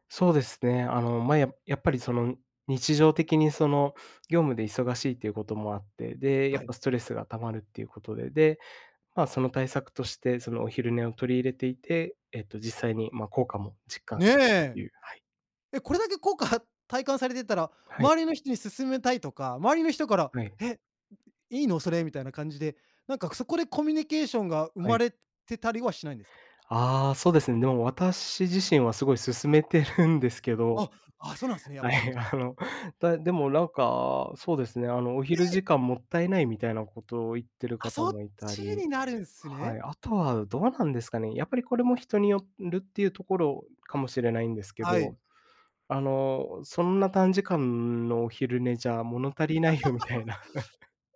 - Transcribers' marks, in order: laughing while speaking: "はい、あの"; surprised: "ええ！"; laugh; laughing while speaking: "みたいな"; chuckle
- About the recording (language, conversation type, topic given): Japanese, podcast, 仕事でストレスを感じたとき、どんな対処をしていますか？